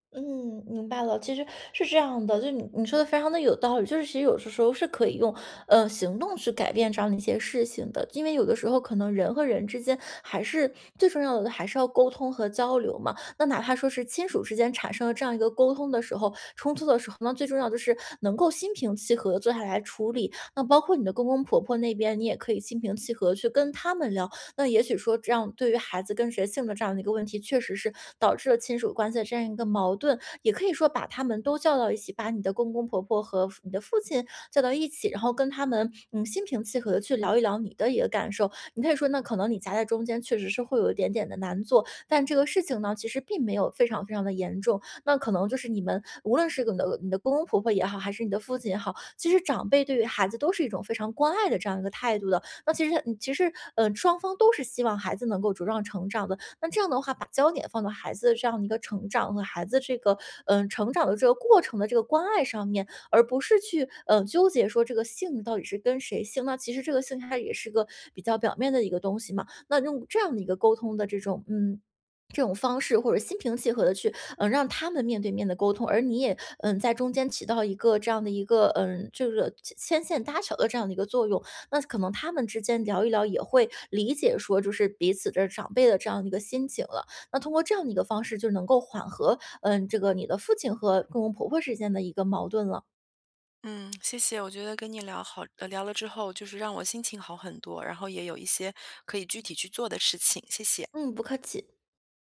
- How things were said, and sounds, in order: none
- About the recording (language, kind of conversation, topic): Chinese, advice, 如何与亲属沟通才能减少误解并缓解持续的冲突？